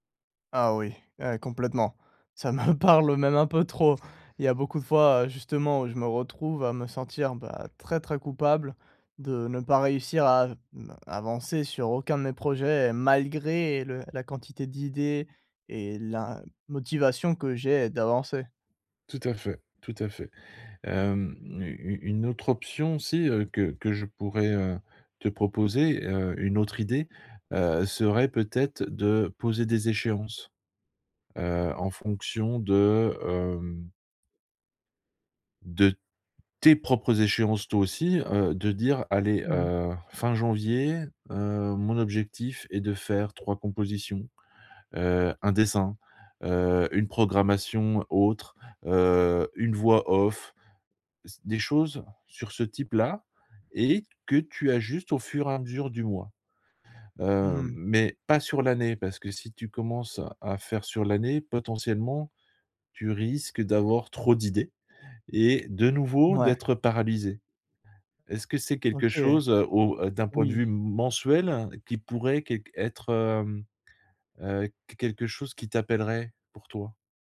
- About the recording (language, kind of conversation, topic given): French, advice, Comment choisir quand j’ai trop d’idées et que je suis paralysé par le choix ?
- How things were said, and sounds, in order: laughing while speaking: "ça me parle même un peu trop"; stressed: "tes"